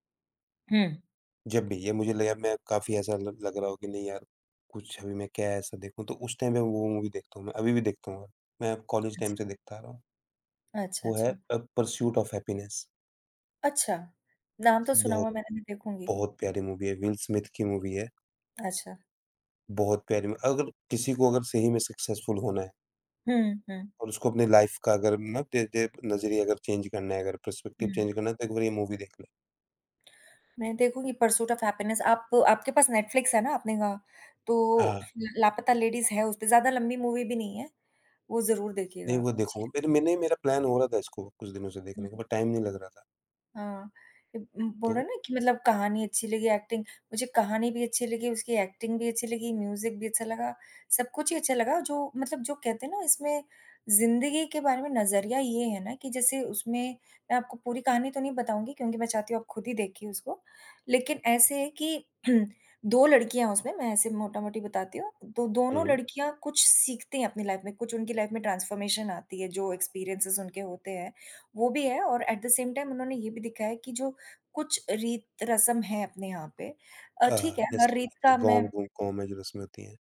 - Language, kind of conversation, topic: Hindi, unstructured, आपने आखिरी बार कौन-सी फ़िल्म देखकर खुशी महसूस की थी?
- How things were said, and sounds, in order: in English: "टाइम"; in English: "मूवी"; in English: "टाइम"; in English: "मूवी"; in English: "मूवी"; in English: "सक्सेसफुल"; in English: "लाइफ़"; in English: "चेंज"; in English: "पर्सपेक्टिव चेंज"; in English: "मूवी"; other background noise; in English: "मूवी"; tapping; unintelligible speech; in English: "प्लान"; in English: "बट टाइम"; horn; in English: "एक्टिंग"; in English: "एक्टिंग"; in English: "म्यूज़िक"; throat clearing; in English: "लाइफ़"; in English: "लाइफ़"; in English: "ट्रांसफॉर्मेशन"; in English: "एक्सपीरियेंसेज़"; in English: "एट द सेम टाइम"